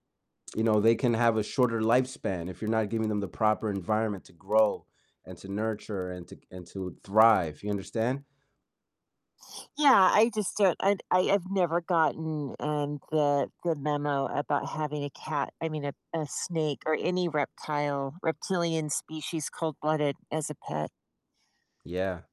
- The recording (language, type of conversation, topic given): English, unstructured, What are the signs that a pet is happy or stressed?
- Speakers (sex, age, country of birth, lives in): female, 60-64, United States, United States; male, 30-34, United States, United States
- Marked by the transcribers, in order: distorted speech